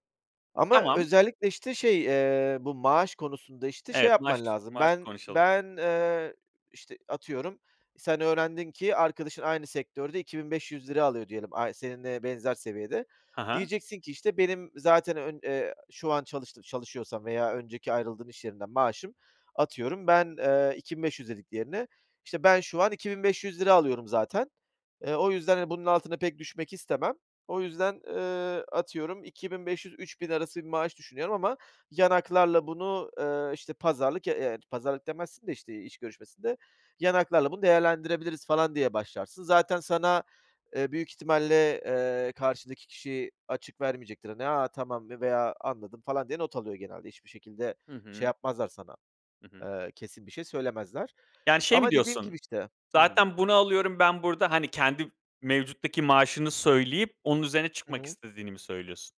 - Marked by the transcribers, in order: other background noise; tapping
- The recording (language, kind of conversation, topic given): Turkish, podcast, Maaş pazarlığı yaparken nelere dikkat edersin ve stratejin nedir?